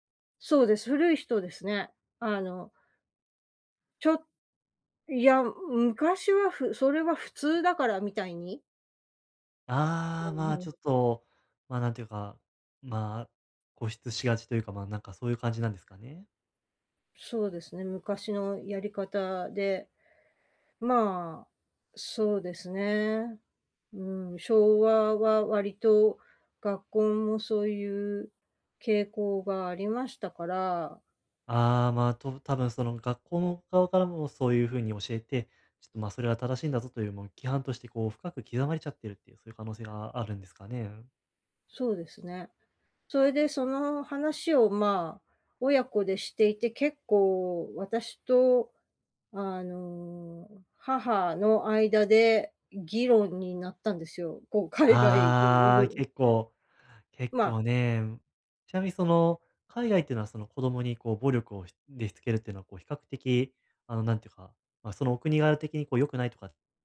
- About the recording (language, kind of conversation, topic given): Japanese, advice, 建設的でない批判から自尊心を健全かつ効果的に守るにはどうすればよいですか？
- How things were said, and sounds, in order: laughing while speaking: "こう海外"